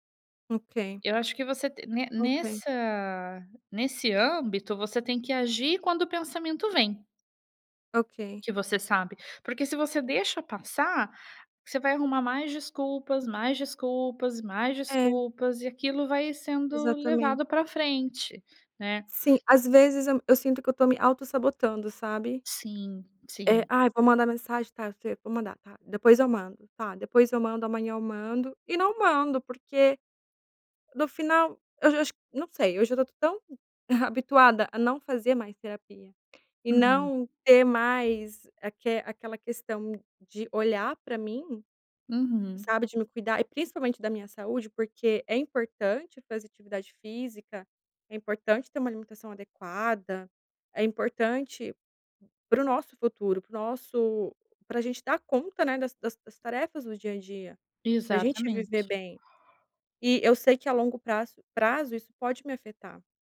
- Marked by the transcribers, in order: none
- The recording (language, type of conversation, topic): Portuguese, advice, Por que você inventa desculpas para não cuidar da sua saúde?